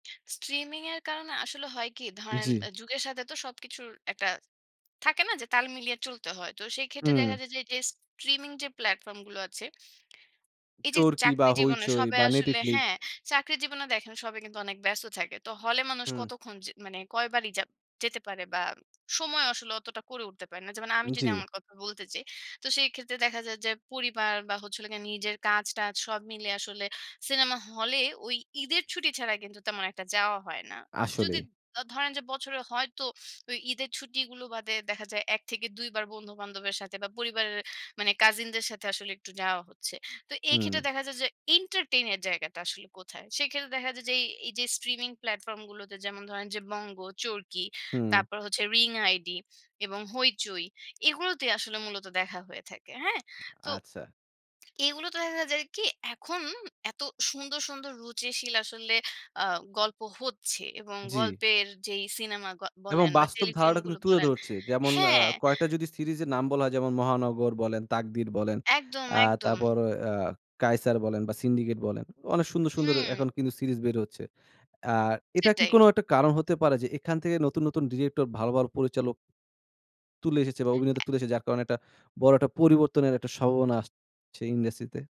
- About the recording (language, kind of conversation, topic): Bengali, podcast, বাংলা সিনেমার নতুন ধারা সম্পর্কে আপনার মতামত কী?
- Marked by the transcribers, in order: "নেটফ্লিক্স" said as "নেটিফ্লিক"; in English: "এন্টারটেইন"; in English: "স্ট্রিমিং প্লাটফর্ম"; "সম্ভাবনা" said as "স্বভাবনা"